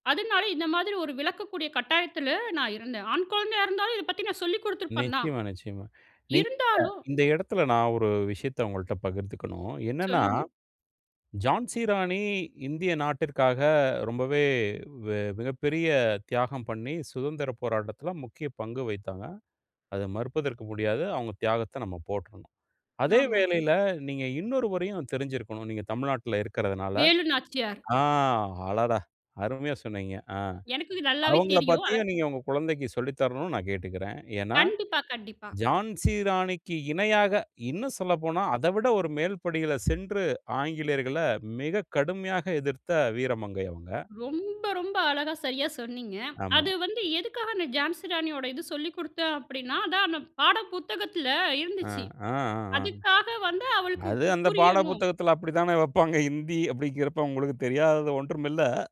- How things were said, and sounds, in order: other background noise
- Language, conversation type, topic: Tamil, podcast, கதைகளில் பெண்கள் எப்படிப் படைக்கப்பட வேண்டும்?